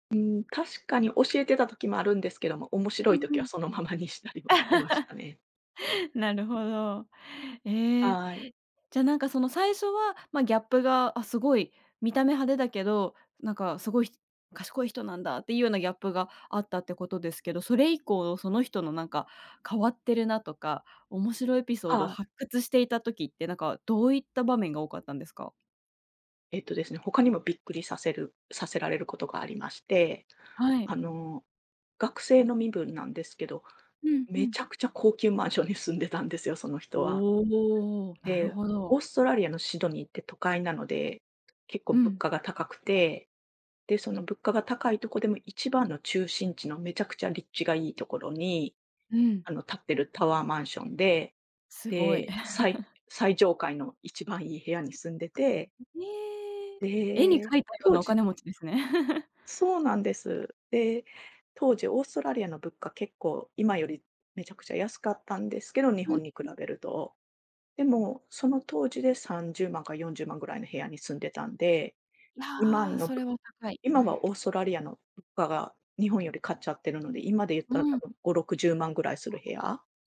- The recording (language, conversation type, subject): Japanese, podcast, 旅先で出会った面白い人について聞かせていただけますか？
- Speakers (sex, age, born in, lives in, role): female, 30-34, Japan, Japan, host; female, 45-49, Japan, Japan, guest
- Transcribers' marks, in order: laugh; other background noise; chuckle; chuckle; tapping